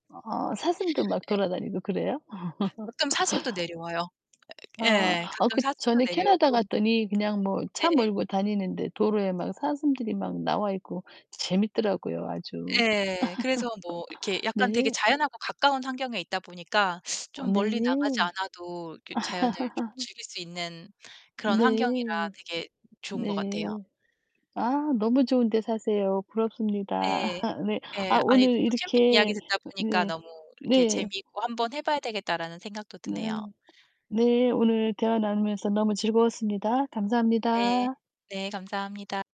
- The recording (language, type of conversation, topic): Korean, unstructured, 집 근처 공원이나 산에 자주 가시나요? 왜 그런가요?
- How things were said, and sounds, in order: distorted speech; other background noise; laugh; background speech; laugh; laugh; laugh